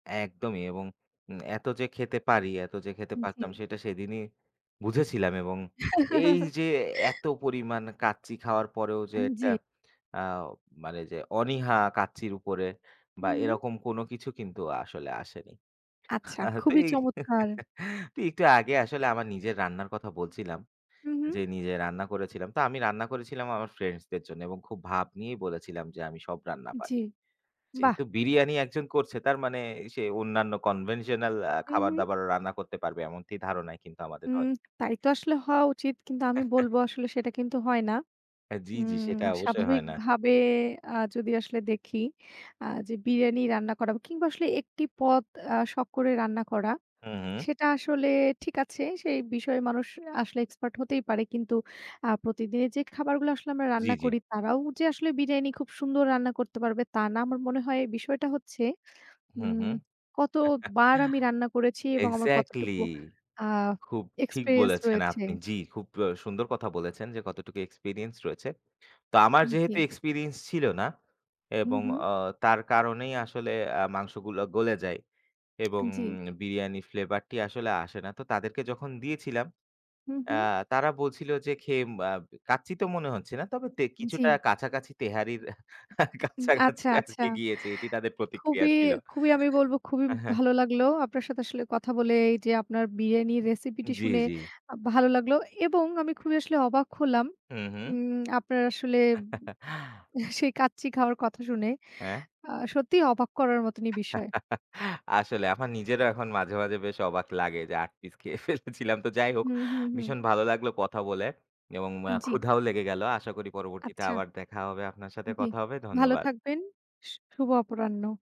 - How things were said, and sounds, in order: tapping; laugh; laughing while speaking: "আ তেই তু"; "তো" said as "তু"; chuckle; in English: "Conventional"; "এমনটি" said as "এমনতি"; lip smack; chuckle; in English: "expert"; laugh; in English: "exactly"; in English: "experience"; in English: "experience"; in English: "experience"; in English: "Flavor"; laughing while speaking: "কাছাকাছি তেহারির কাছাকাছি আরকি গিয়েছে এটি তাদের প্রতিক্রিয়া ছিল"; alarm; "বিরিয়ানির" said as "বিরানির"; lip smack; chuckle; chuckle; laughing while speaking: "আসলে আমার নিজেরও এখন মাঝে … তো যাই হোক"
- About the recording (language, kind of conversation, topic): Bengali, unstructured, আপনার প্রিয় রান্না করা খাবার কোনটি?